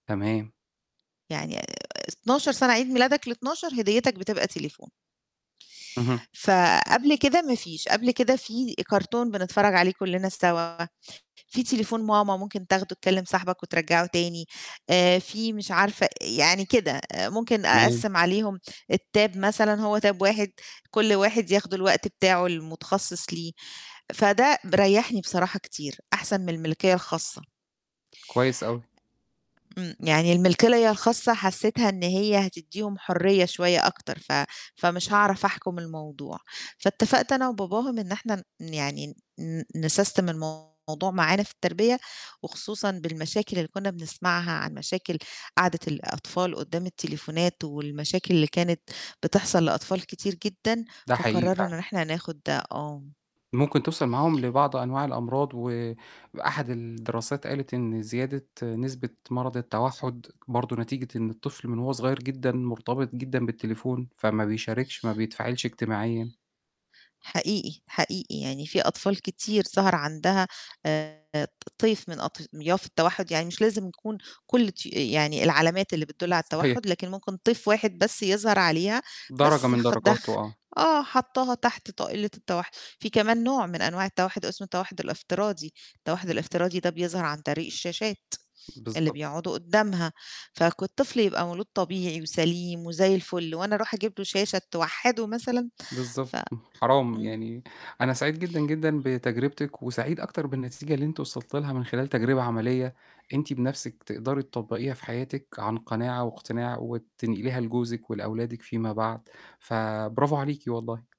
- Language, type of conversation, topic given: Arabic, podcast, إزاي بتتعامل مع الشاشات قبل ما تنام؟
- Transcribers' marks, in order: distorted speech; other background noise; in English: "الTab"; in English: "Tab"; tapping; "الملكية" said as "الملكلية"; in English: "نسستم"; static